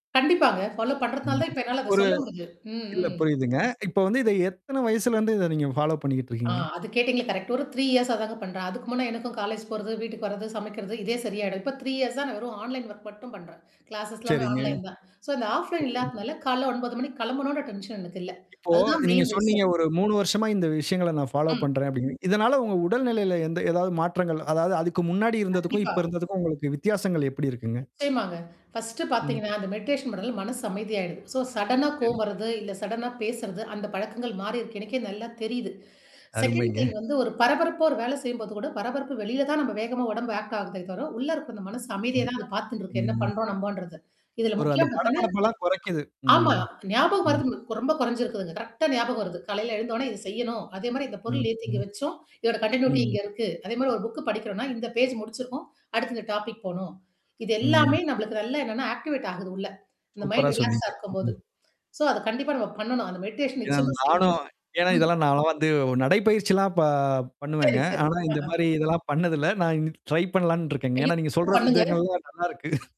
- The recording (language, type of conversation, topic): Tamil, podcast, பணியில் முழுமையாக ஈடுபடும் நிலைக்குச் செல்ல உங்களுக்கு உதவும் ஒரு சிறிய தினசரி நடைமுறை ஏதும் உள்ளதா?
- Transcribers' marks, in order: in English: "ஃபாலோ"; mechanical hum; in English: "ஃபாலோ"; in English: "இயர்ஸா"; in English: "இயர்ஸ்ஸ"; in English: "ஒர்க்"; in English: "கிளாஸ்ஸ்"; in English: "ஆஃப்லைன்"; in English: "டென்ஷன்"; in English: "மெயின்"; in English: "ஃபாலோ"; in English: "ஃபர்ஸ்ட்டு"; in English: "மெடிடேஷன்"; in English: "சடனா"; in English: "சடனா"; in English: "செகண்ட் திங்"; joyful: "அருமைங்க"; in English: "ஆக்ட்"; other background noise; in English: "கன்டினயூட்டி"; in English: "புக்"; in English: "பேஜ்"; in English: "டாபிக்"; in English: "ஆக்டிவேட்"; in English: "மைண்ட் ரிலாக்ஸா"; in English: "சோ"; in English: "மெடிஷன்"; distorted speech; in English: "ட்ரை"; unintelligible speech; laughing while speaking: "நீங்க சொல்ற விதங்கள்லாம் நல்லாருக்கு"